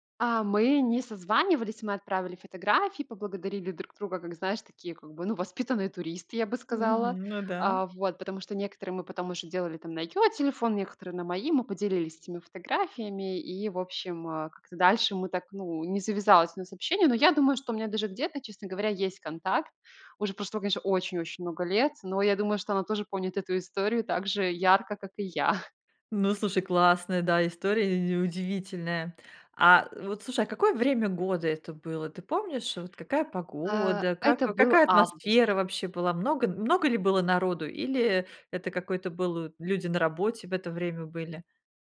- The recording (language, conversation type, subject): Russian, podcast, Как ты познакомился(ась) с незнакомцем, который помог тебе найти дорогу?
- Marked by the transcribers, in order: chuckle; other background noise; tapping